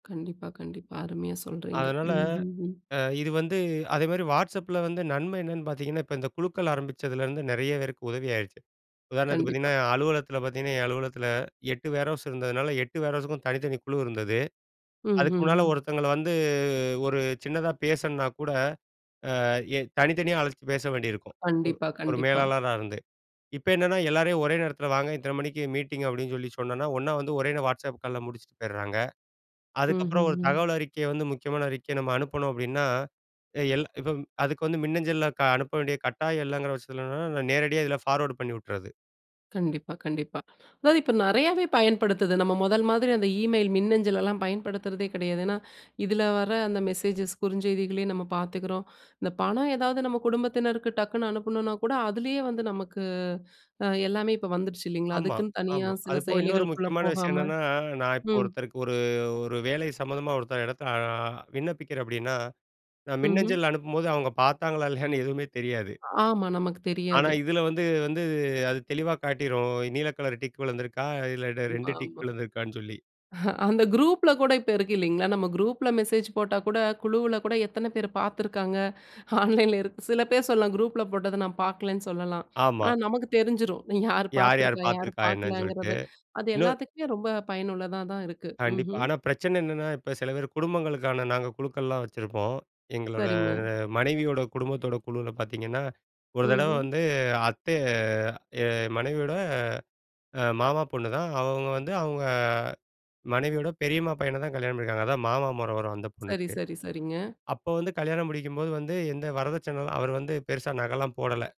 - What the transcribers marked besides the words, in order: in English: "வேர்ஹவுஸ்"; in English: "வேர்ஹவுஸ்க்கும்"; other background noise; chuckle; chuckle
- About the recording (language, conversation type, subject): Tamil, podcast, சமூக ஊடகங்கள் உறவுகளுக்கு நன்மையா, தீமையா?